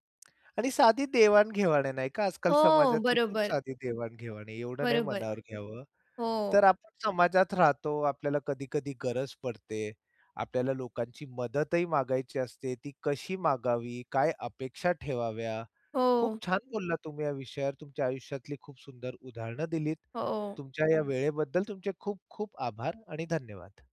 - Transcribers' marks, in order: tapping; other background noise
- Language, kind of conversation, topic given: Marathi, podcast, एखाद्याकडून मदत मागायची असेल, तर तुम्ही विनंती कशी करता?